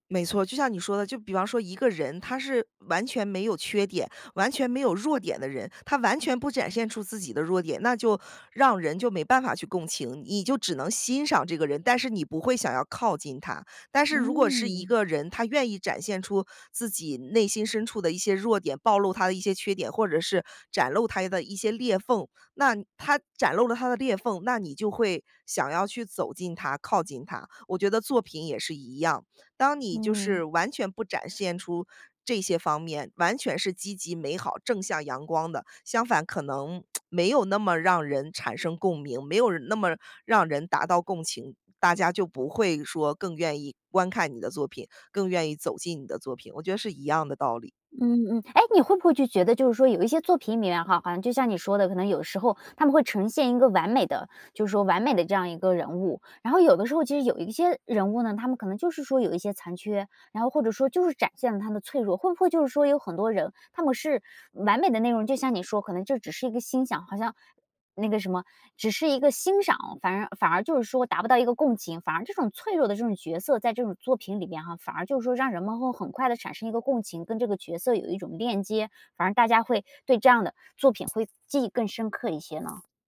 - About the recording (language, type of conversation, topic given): Chinese, podcast, 你愿意在作品里展现脆弱吗？
- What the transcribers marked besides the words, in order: lip smack; other background noise